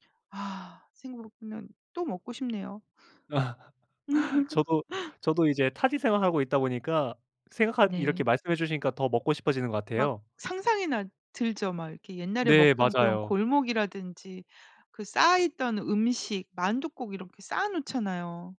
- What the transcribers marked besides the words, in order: laugh
- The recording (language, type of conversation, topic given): Korean, podcast, 가장 좋아하는 길거리 음식은 무엇인가요?